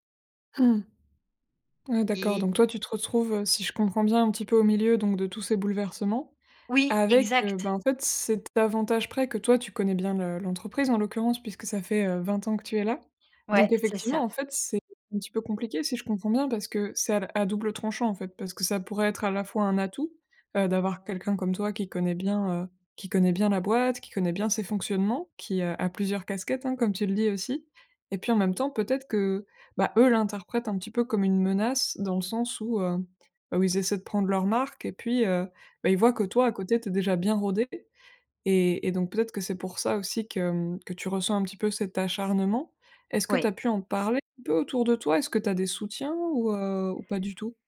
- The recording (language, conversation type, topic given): French, advice, Comment gérer mon ressentiment envers des collègues qui n’ont pas remarqué mon épuisement ?
- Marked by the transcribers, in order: none